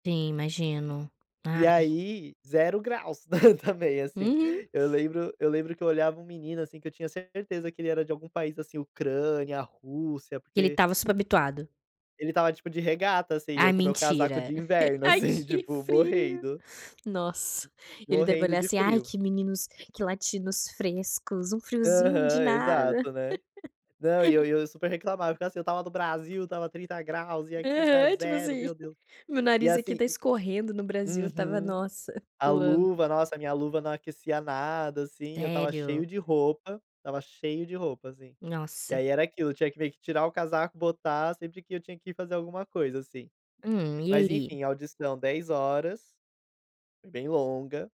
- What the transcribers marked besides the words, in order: chuckle; chuckle; other background noise; chuckle
- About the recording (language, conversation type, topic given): Portuguese, podcast, Você pode contar uma aventura que deu errado, mas acabou virando uma boa história?